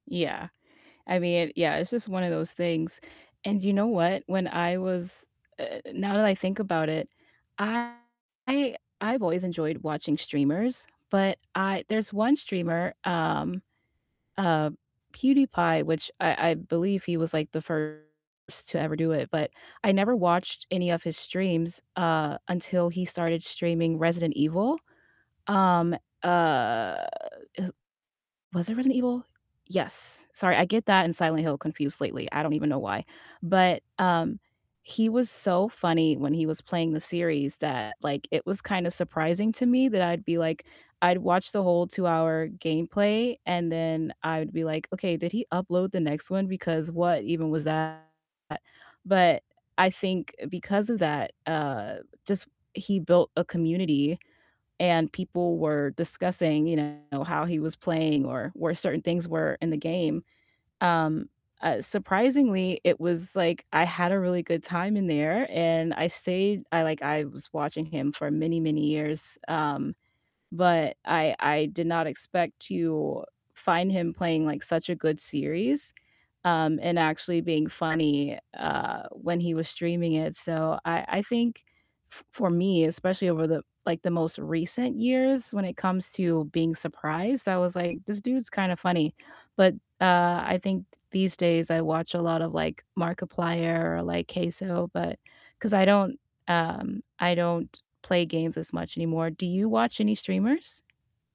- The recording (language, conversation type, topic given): English, unstructured, Which video games unexpectedly brought you closer to others, and how did that connection happen?
- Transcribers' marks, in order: distorted speech; drawn out: "uh"; static; other background noise; tapping